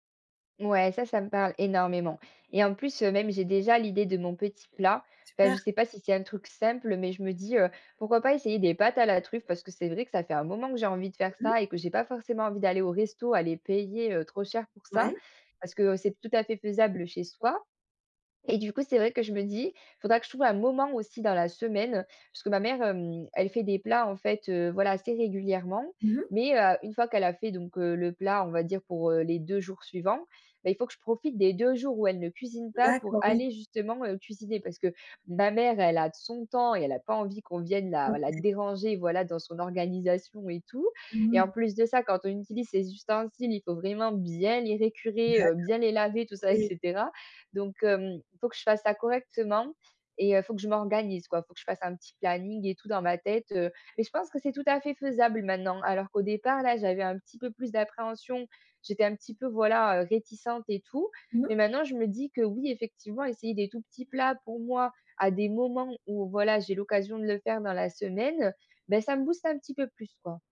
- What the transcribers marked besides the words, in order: other background noise; stressed: "bien"
- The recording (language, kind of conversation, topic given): French, advice, Comment puis-je surmonter ma peur d’échouer en cuisine et commencer sans me sentir paralysé ?
- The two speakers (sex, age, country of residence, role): female, 20-24, France, user; female, 55-59, France, advisor